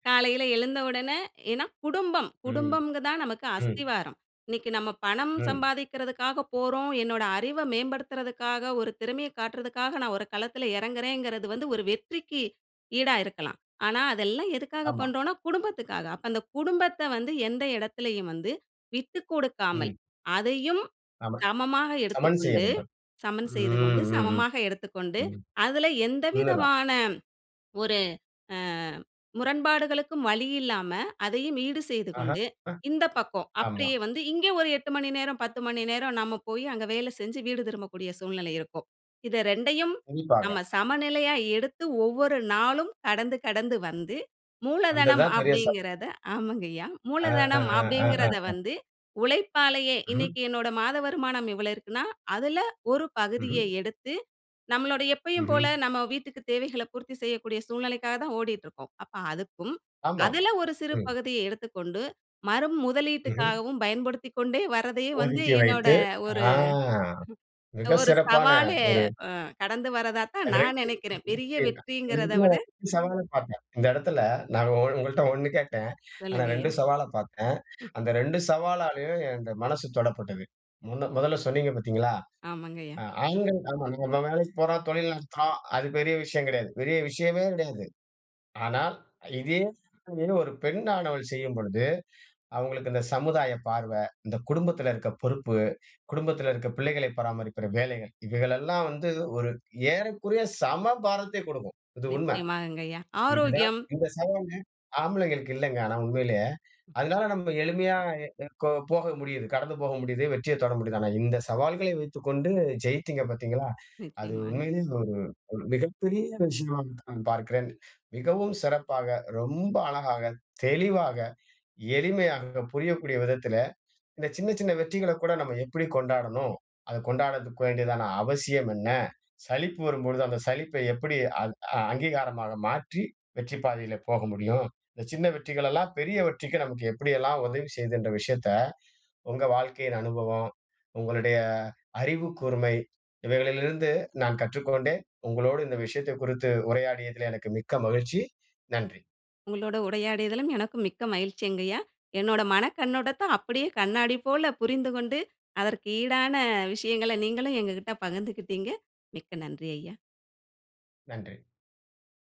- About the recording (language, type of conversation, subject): Tamil, podcast, சிறு வெற்றிகளை கொண்டாடுவது உங்களுக்கு எப்படி உதவுகிறது?
- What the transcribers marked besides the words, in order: drawn out: "ம்"; drawn out: "ஆ"; chuckle; unintelligible speech; other background noise; "உரையாடியதலும்" said as "உடையாடியதலும்"